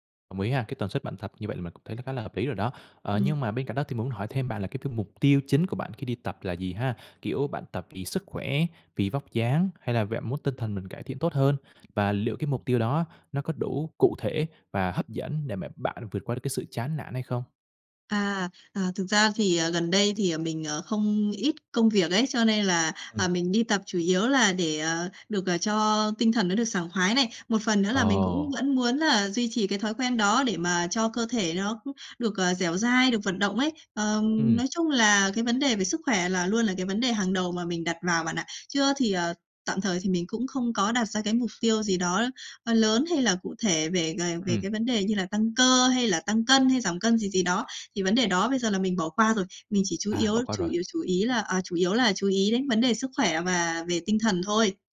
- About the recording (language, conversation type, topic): Vietnamese, advice, Làm sao để lấy lại động lực tập luyện và không bỏ buổi vì chán?
- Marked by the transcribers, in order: tapping; unintelligible speech; other background noise